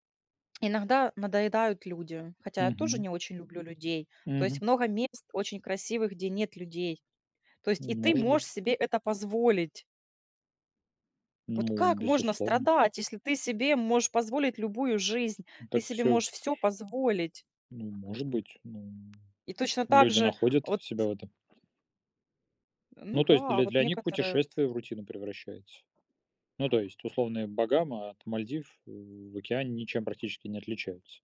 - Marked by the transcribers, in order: tapping; other background noise
- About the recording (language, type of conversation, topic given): Russian, unstructured, Что для вас важнее: быть богатым или счастливым?